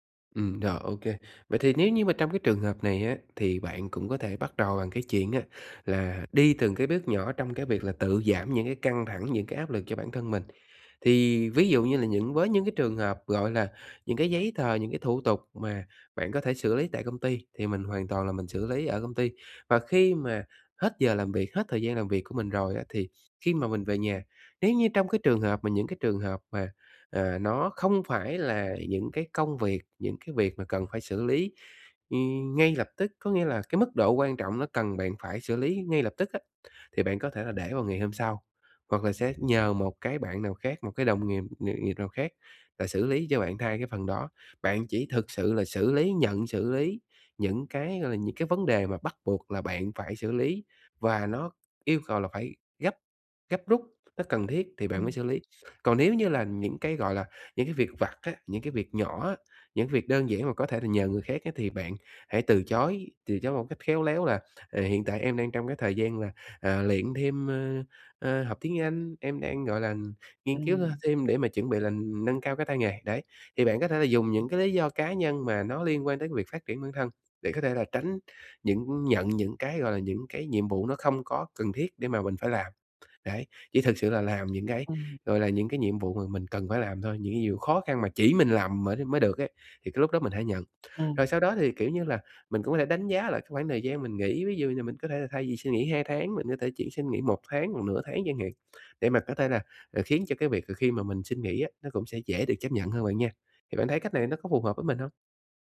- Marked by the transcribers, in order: tapping; other background noise
- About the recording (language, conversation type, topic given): Vietnamese, advice, Bạn sợ bị đánh giá như thế nào khi bạn cần thời gian nghỉ ngơi hoặc giảm tải?